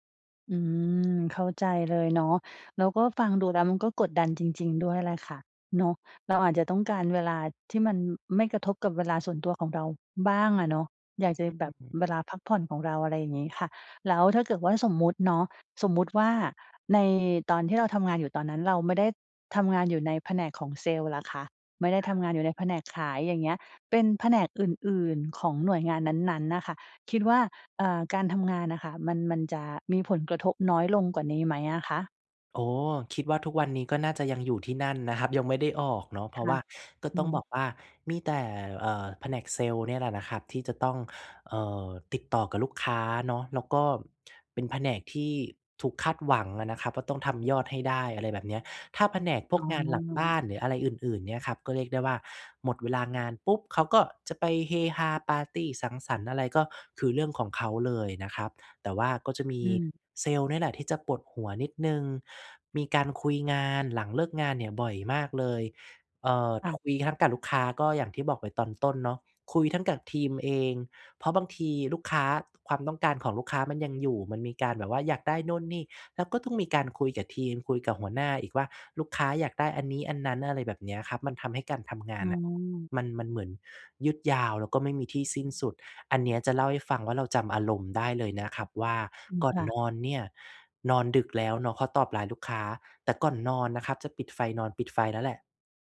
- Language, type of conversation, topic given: Thai, podcast, คุณหาความสมดุลระหว่างงานกับชีวิตส่วนตัวยังไง?
- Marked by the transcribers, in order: tapping